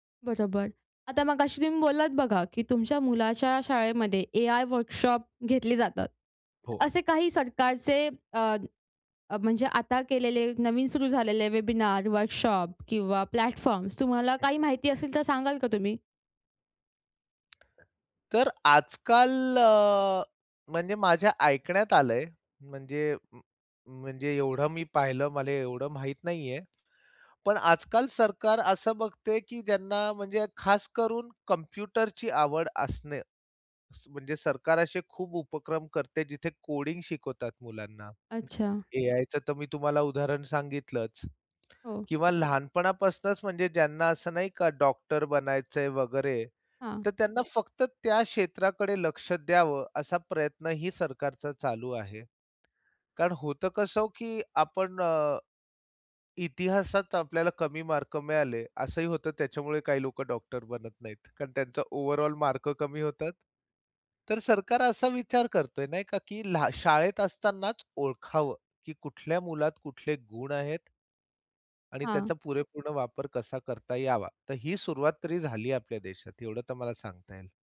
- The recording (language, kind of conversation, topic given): Marathi, podcast, शाळांमध्ये करिअर मार्गदर्शन पुरेसे दिले जाते का?
- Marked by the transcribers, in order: in English: "प्लॅटफॉर्म्स"; other background noise